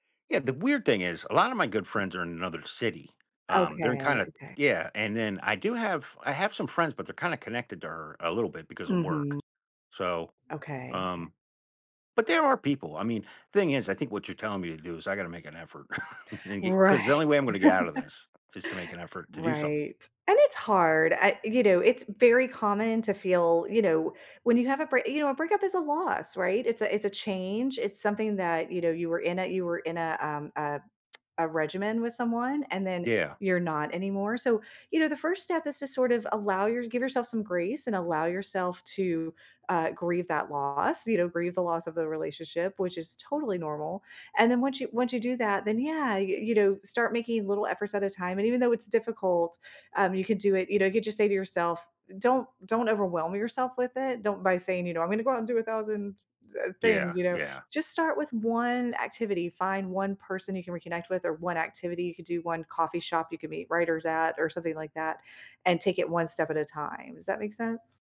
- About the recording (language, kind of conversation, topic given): English, advice, How can I cope with loneliness after a breakup?
- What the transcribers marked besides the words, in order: tapping; chuckle; chuckle; tsk